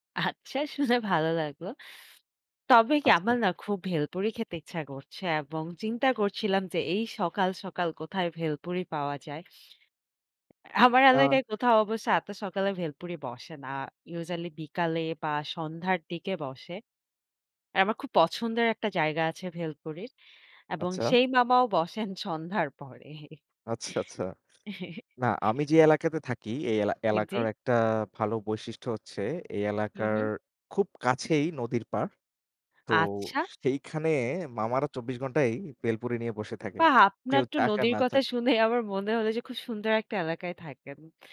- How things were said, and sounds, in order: laughing while speaking: "আচ্ছা, শুনে ভালো"; tapping; chuckle; laughing while speaking: "আচ্ছা, আচ্ছা"; chuckle; laughing while speaking: "আমার মনে"
- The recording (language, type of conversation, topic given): Bengali, unstructured, আপনার কাছে সেরা রাস্তার খাবার কোনটি, এবং কেন?